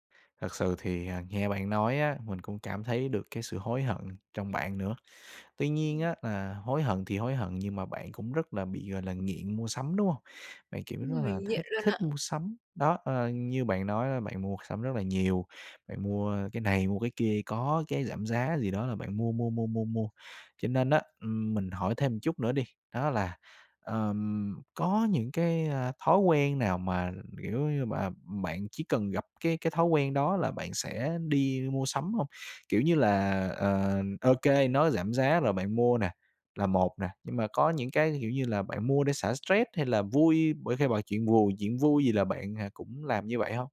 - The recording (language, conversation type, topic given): Vietnamese, advice, Vì sao bạn cảm thấy tội lỗi sau khi mua sắm bốc đồng?
- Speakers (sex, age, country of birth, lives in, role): female, 25-29, Vietnam, Vietnam, user; male, 25-29, Vietnam, Vietnam, advisor
- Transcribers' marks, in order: tapping